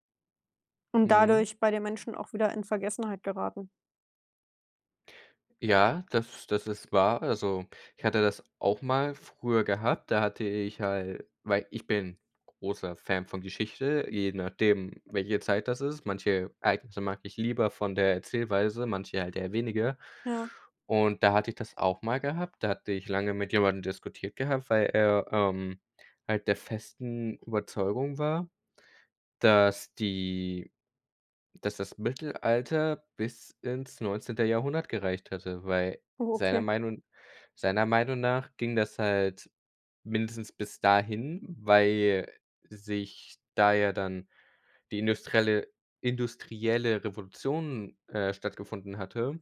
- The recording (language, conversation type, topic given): German, unstructured, Was ärgert dich am meisten an der Art, wie Geschichte erzählt wird?
- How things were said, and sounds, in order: none